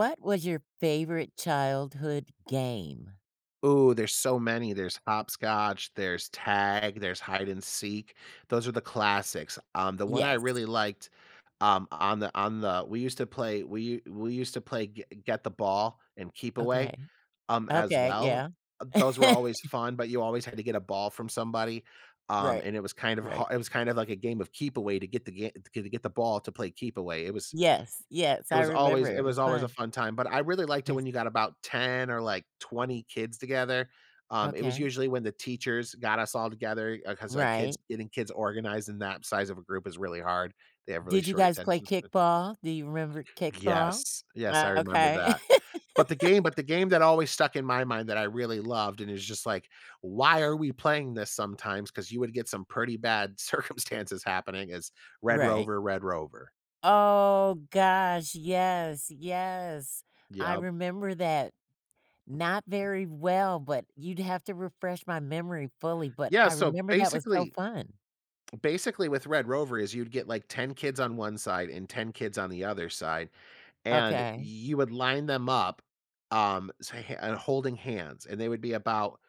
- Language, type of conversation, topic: English, podcast, How did childhood games shape who you are today?
- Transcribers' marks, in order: other background noise; laugh; laugh; laughing while speaking: "circumstances"; drawn out: "Oh"; unintelligible speech